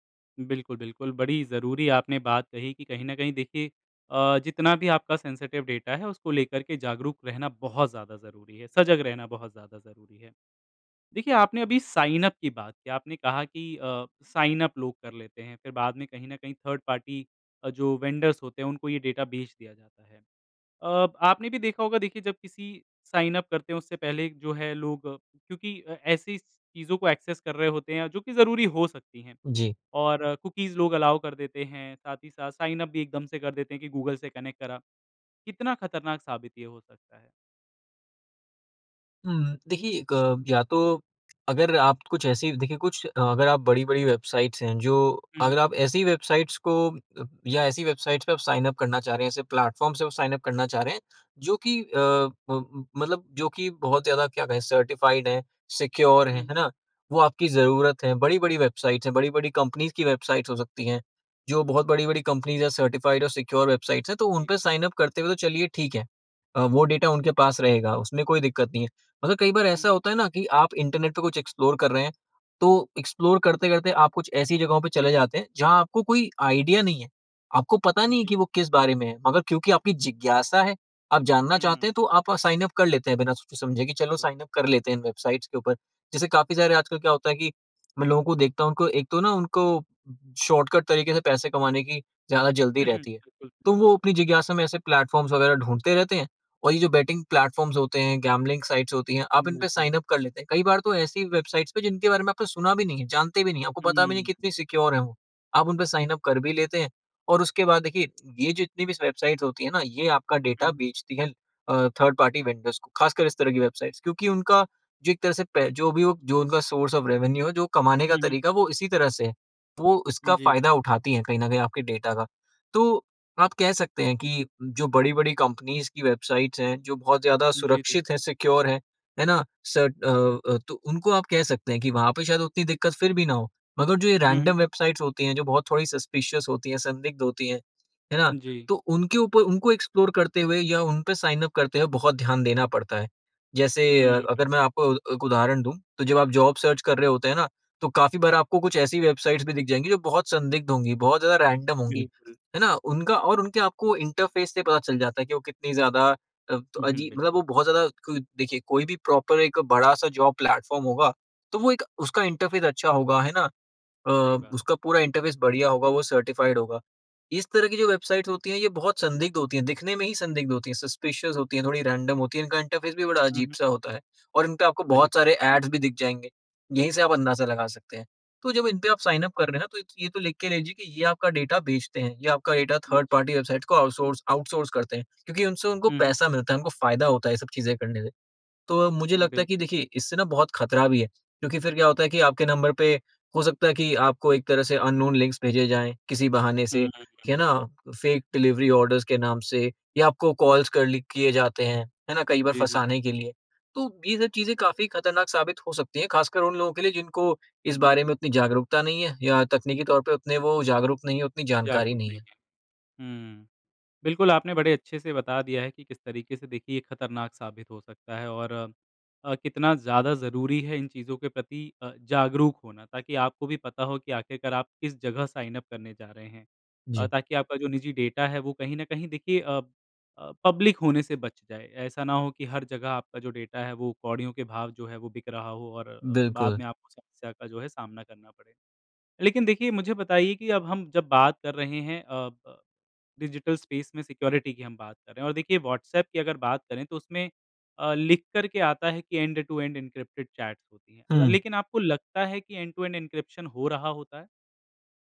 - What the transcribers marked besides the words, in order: in English: "सेंसिटिव"; in English: "थर्ड पार्टी"; in English: "वेंडर्स"; in English: "एक्सेस"; in English: "कुकीज़"; in English: "अलाउ"; in English: "कनेक्ट"; in English: "प्लेटफ़ॉर्म"; in English: "सर्टिफ़ाइड"; in English: "सिक्योर"; in English: "कंपनीज़"; in English: "कंपनीज़"; in English: "सर्टिफ़ाइड"; in English: "सिक्योर"; in English: "एक्सप्लोर"; in English: "एक्सप्लोर"; in English: "प्लेटफ़ॉर्म्स"; chuckle; in English: "प्लेटफ़ॉर्म्स"; in English: "गैम्बलिंग साइट्स"; in English: "सिक्योर"; in English: "थर्ड पार्टी वेंडर्स"; in English: "सोर्स ऑफ़ रेवेन्यू"; in English: "कंपनीज़"; in English: "सिक्योर"; in English: "रैंडम"; in English: "सस्पिशस"; in English: "एक्सप्लोर"; in English: "जॉब सर्च"; in English: "रैंडम"; in English: "इंटरफ़ेस"; in English: "प्रॉपर"; in English: "जॉब प्लेटफ़ॉर्म"; in English: "इंटरफ़ेस"; in English: "इंटरफ़ेस"; in English: "सर्टिफ़ाइड"; in English: "सस्पिशस"; in English: "रैंडम"; in English: "इंटरफ़ेस"; unintelligible speech; in English: "थर्ड पार्टी"; unintelligible speech; in English: "आउटसोर्स आउटसोर्स"; in English: "अननोन लिंक"; in English: "फ़ेक डिलिवरी ऑर्डर्स"; in English: "पब्लिक"; in English: "डिजिटल स्पेस"; in English: "सिक्योरिटी"; in English: "एंड-टू-एंड एनक्रिप्टेड चैट"; in English: "एंड-टू-एंड एनक्रिप्शन"
- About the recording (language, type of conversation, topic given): Hindi, podcast, ऑनलाइन गोपनीयता आपके लिए क्या मायने रखती है?